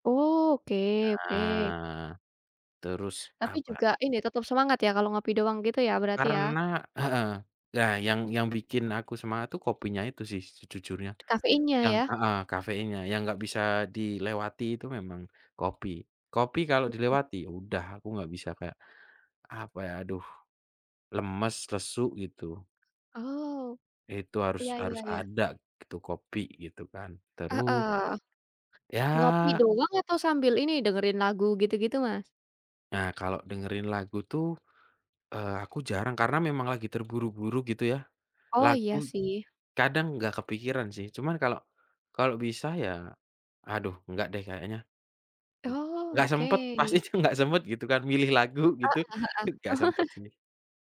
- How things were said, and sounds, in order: other background noise; laughing while speaking: "pasti itu nggak sempat"; laugh
- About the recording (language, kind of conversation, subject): Indonesian, unstructured, Apa yang biasanya kamu lakukan di pagi hari?
- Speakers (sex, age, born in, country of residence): female, 20-24, Indonesia, Indonesia; male, 25-29, Indonesia, Indonesia